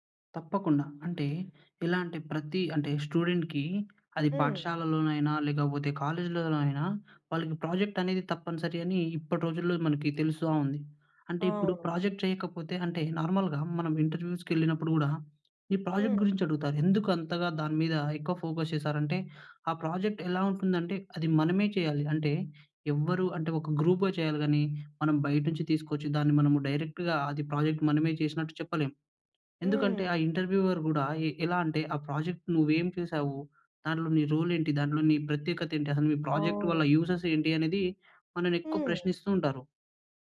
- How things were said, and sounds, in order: in English: "స్టూడెంట్‌కి"; tapping; in English: "ప్రాజెక్ట్"; in English: "ప్రాజెక్ట్"; in English: "నార్మల్‍గా"; in English: "ప్రాజెక్ట్"; in English: "ఫోకస్"; in English: "ప్రాజెక్ట్"; in English: "గ్రూప్‌గా"; in English: "డైరెక్ట్‌గా"; in English: "ప్రాజెక్ట్"; in English: "ఇంటర్వ్యూవర్"; in English: "ప్రాజెక్ట్"; in English: "రోల్"; in English: "ప్రాజెక్ట్"; in English: "యూజెస్"
- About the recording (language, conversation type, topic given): Telugu, podcast, పాఠశాల లేదా కాలేజీలో మీరు బృందంగా చేసిన ప్రాజెక్టు అనుభవం మీకు ఎలా అనిపించింది?